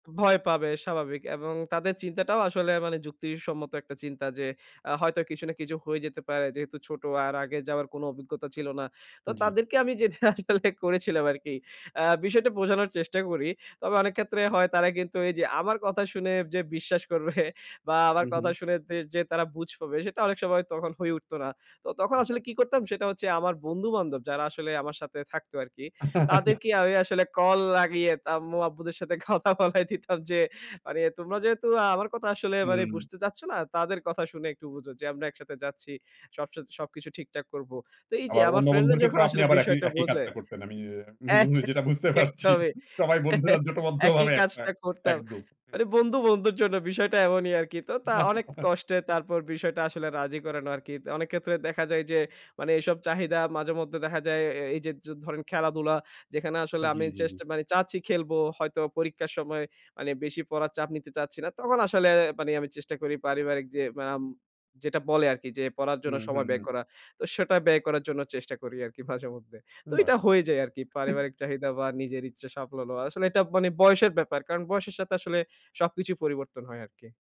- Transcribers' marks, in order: laughing while speaking: "যেটা আসলে করেছিলাম আরকি"; laughing while speaking: "করবে"; other noise; laugh; laughing while speaking: "কথা বলায় দিতাম"; laugh; laughing while speaking: "আমি, যেটা বুঝতে পারছি"; chuckle; chuckle
- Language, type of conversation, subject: Bengali, podcast, পরিবারের চাহিদা আর নিজের ইচ্ছার মধ্যে টানাপোড়েন হলে আপনি কীভাবে সিদ্ধান্ত নেন?